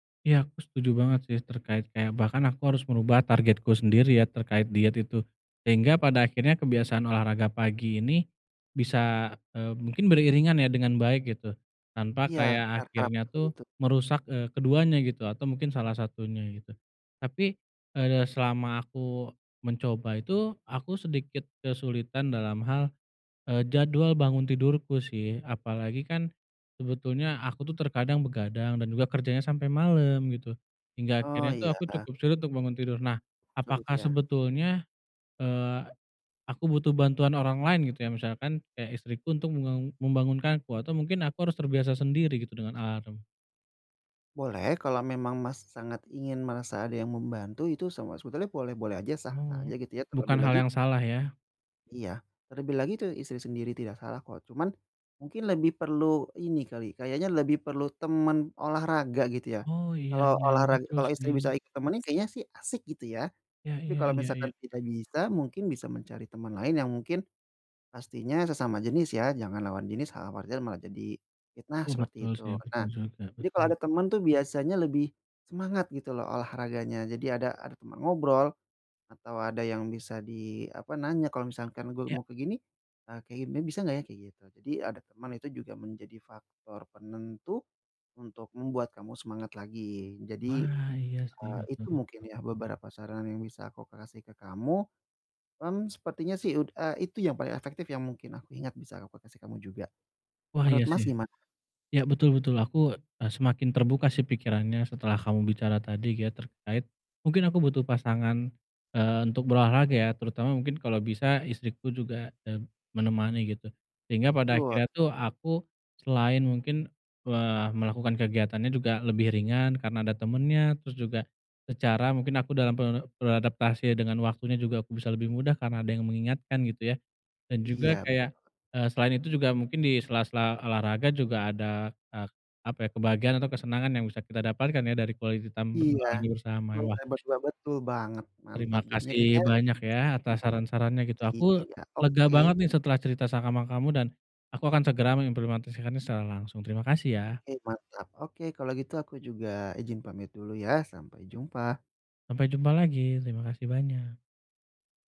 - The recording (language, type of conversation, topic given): Indonesian, advice, Bagaimana cara memulai kebiasaan baru dengan langkah kecil?
- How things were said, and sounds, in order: other background noise; in English: "quality time"; tapping